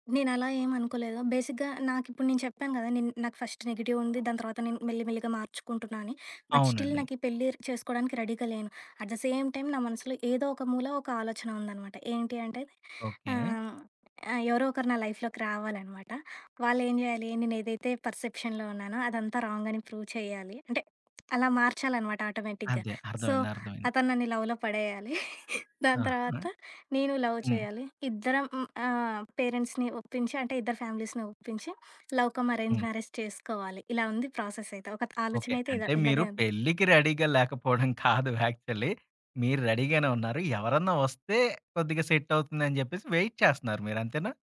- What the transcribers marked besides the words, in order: in English: "బేసిక్‌గా"; in English: "ఫస్ట్ నెగెటివ్"; in English: "బట్ స్టిల్"; in English: "రెడీగా"; in English: "అట్ ద సేమ్ టైమ్"; other background noise; in English: "లైఫ్‌లోకి"; in English: "పర్సెప్షన్‌లో"; in English: "రాంగ్"; in English: "ప్రూవ్"; in English: "ఆటోమేటిక్‌గా. సో"; in English: "లవ్‌లో"; giggle; in English: "లవ్"; in English: "పేరెంట్స్‌ని"; in English: "ఫ్యామిలీస్‌ని"; in English: "లవ్ కమ్ అరేంజ్ మ్యారేజ్"; in English: "రెడీ‌గా"; giggle; in English: "యాక్చువల్లి"; in English: "రెడీగానే"; in English: "వెయిట్"
- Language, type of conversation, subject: Telugu, podcast, వివాహం చేయాలా అనే నిర్ణయం మీరు ఎలా తీసుకుంటారు?